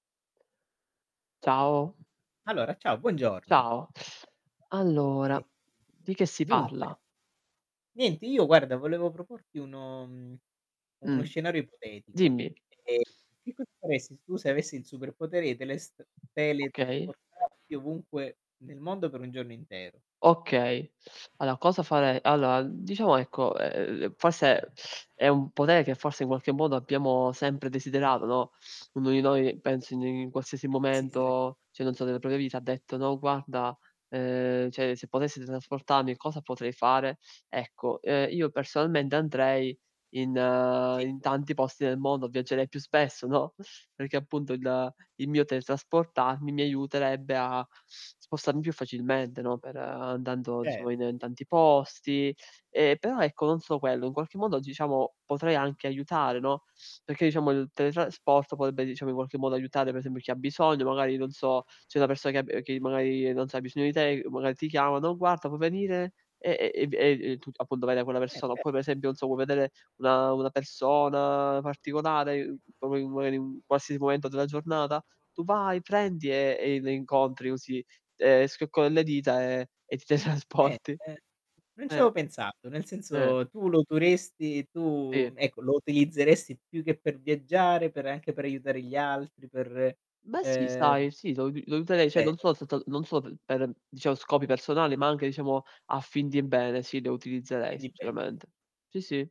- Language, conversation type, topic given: Italian, unstructured, Cosa faresti se potessi teletrasportarti ovunque nel mondo per un giorno?
- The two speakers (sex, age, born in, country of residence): male, 20-24, Italy, Italy; male, 40-44, Italy, Germany
- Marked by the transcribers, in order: other background noise; static; distorted speech; "Allora" said as "alla"; unintelligible speech; "Allora" said as "alloa"; "cioè" said as "ceh"; "cioè" said as "ceh"; "teletrasportarmi" said as "tetrasportarmi"; "potrebbe" said as "potebbe"; unintelligible speech; "magari" said as "magai"; "proprio" said as "propo"; unintelligible speech; laughing while speaking: "teletrasporti"; "userei" said as "uterei"; "cioè" said as "ceh"